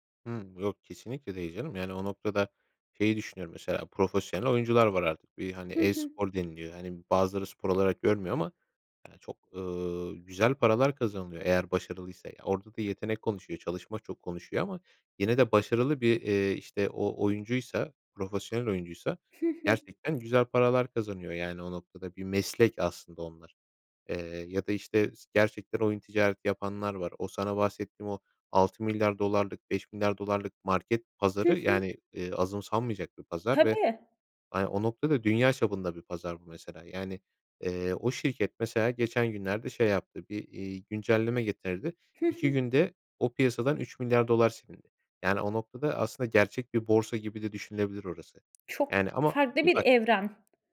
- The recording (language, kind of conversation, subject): Turkish, podcast, Video oyunları senin için bir kaçış mı, yoksa sosyalleşme aracı mı?
- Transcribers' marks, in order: other background noise